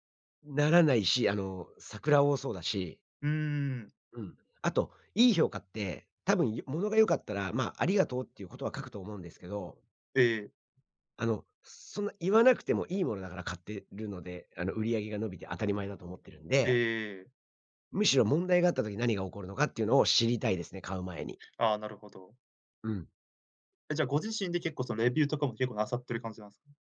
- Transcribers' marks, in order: tapping
- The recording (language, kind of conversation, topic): Japanese, podcast, オンラインでの買い物で失敗したことはありますか？